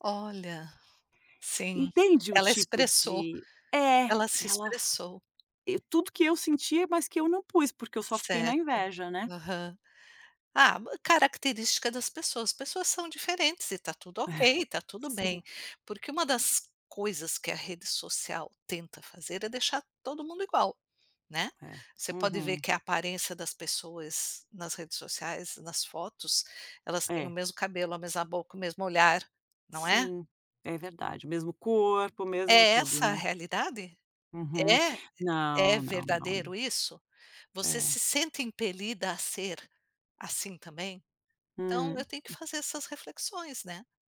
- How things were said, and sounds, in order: none
- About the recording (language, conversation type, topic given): Portuguese, advice, Como você tem sentido a pressão para manter uma aparência perfeita nas redes sociais?
- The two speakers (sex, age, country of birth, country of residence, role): female, 50-54, Brazil, United States, user; female, 55-59, Brazil, United States, advisor